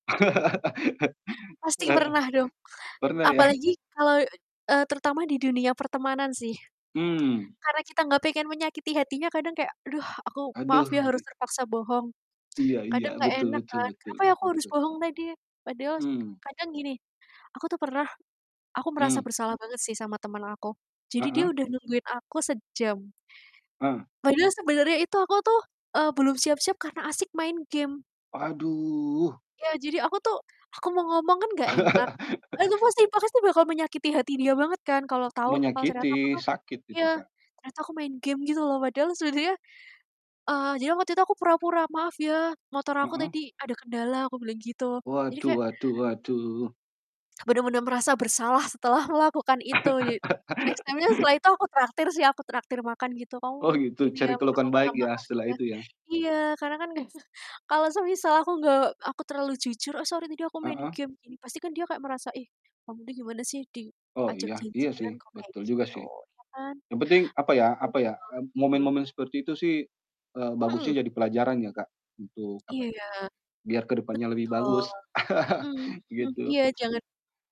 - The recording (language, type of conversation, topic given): Indonesian, unstructured, Apa yang membuat seseorang dapat dikatakan sebagai orang yang jujur?
- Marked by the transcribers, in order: laugh; drawn out: "Aduh"; laugh; laughing while speaking: "sebenernya"; laugh; in English: "next time-nya"; chuckle; distorted speech; chuckle